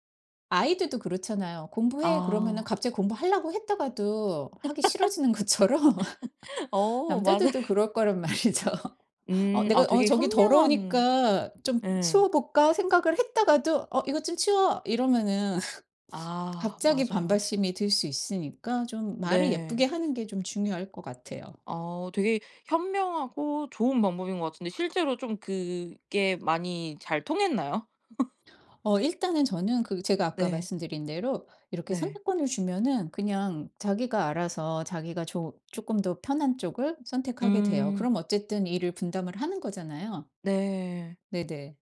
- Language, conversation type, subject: Korean, podcast, 가사 분담을 공평하게 하려면 어떤 기준을 세우는 것이 좋을까요?
- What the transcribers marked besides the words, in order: laugh; laughing while speaking: "맞아요"; laughing while speaking: "것처럼"; laughing while speaking: "말이죠"; laughing while speaking: "이러면은"; tapping; other background noise; laugh